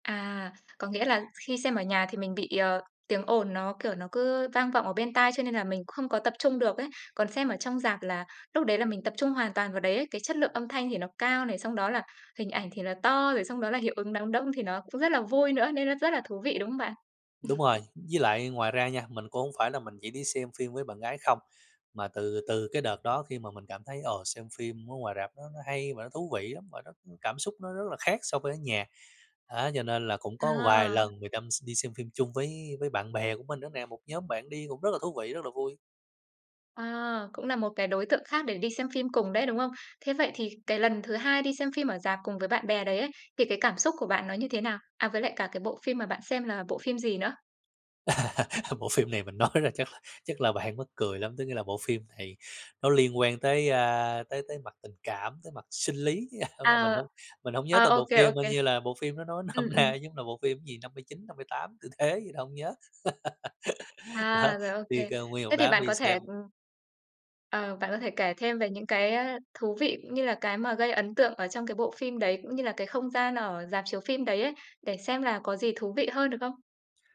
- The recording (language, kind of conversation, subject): Vietnamese, podcast, Sự khác biệt giữa xem phim ở rạp và xem phim ở nhà là gì?
- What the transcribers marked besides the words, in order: other background noise; tapping; laugh; laughing while speaking: "Bộ phim này mình nói ra"; chuckle; laughing while speaking: "nôm na"; laugh